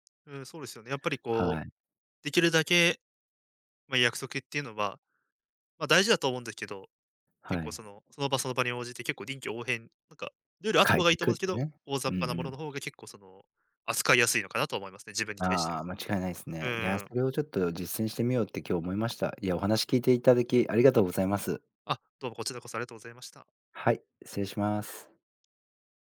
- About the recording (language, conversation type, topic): Japanese, advice, 外食や飲み会で食べると強い罪悪感を感じてしまうのはなぜですか？
- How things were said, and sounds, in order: none